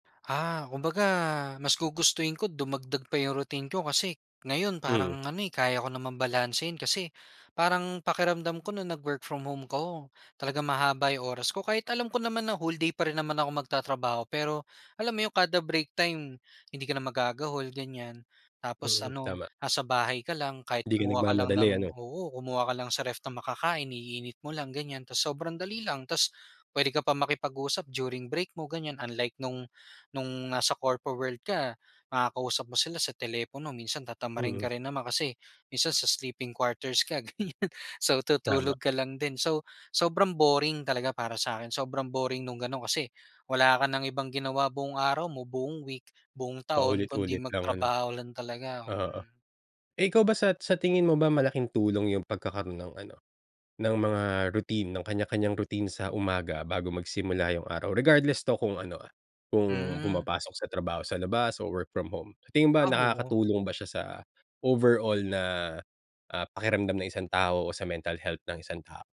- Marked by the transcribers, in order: tapping; laughing while speaking: "ganiyan"
- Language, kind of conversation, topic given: Filipino, podcast, Paano mo sinisimulan ang umaga sa bahay, at ano ang una mong ginagawa pagkapagising mo?